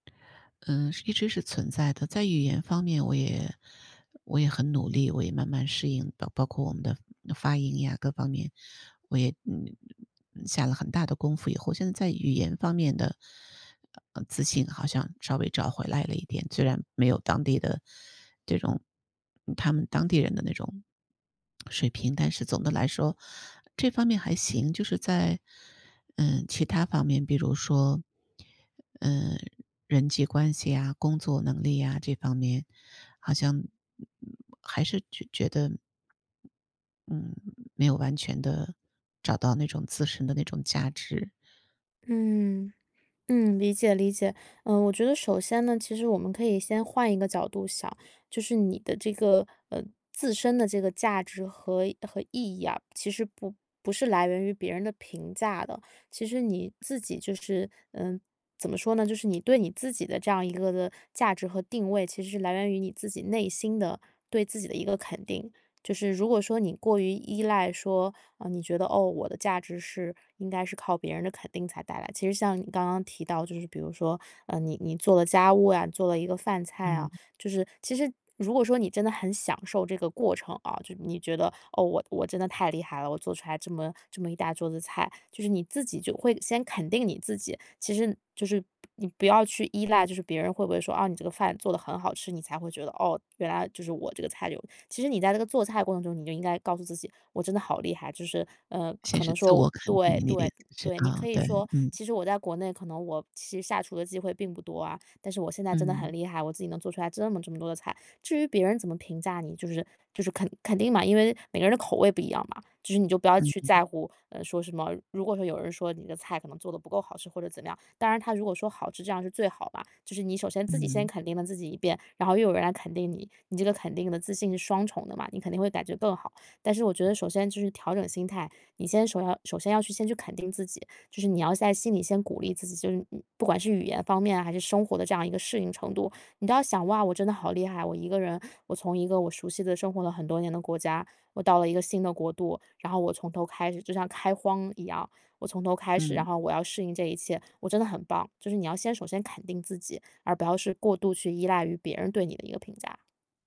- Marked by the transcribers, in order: other background noise; other noise
- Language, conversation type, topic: Chinese, advice, 如何面对别人的评价并保持自信？